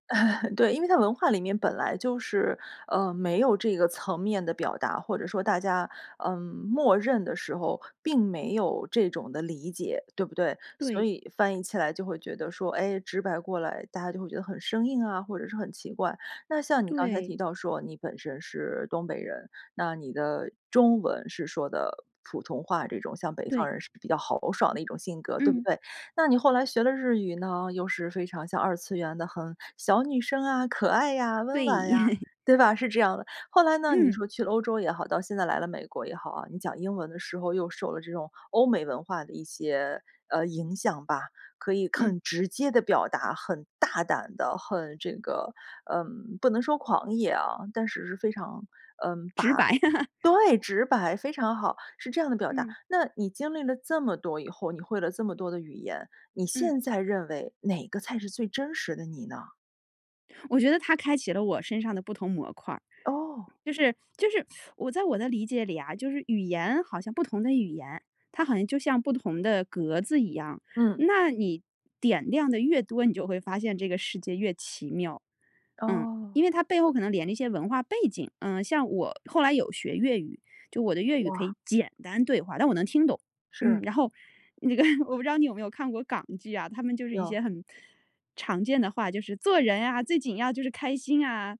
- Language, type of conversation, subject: Chinese, podcast, 语言在你的身份认同中起到什么作用？
- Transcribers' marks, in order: laugh; stressed: "中文"; joyful: "很小女生啊、可爱呀、温婉呀，对吧？是这样的"; laugh; stressed: "直接地表达"; stressed: "大胆的"; laugh; teeth sucking; stressed: "简单"; laughing while speaking: "那个"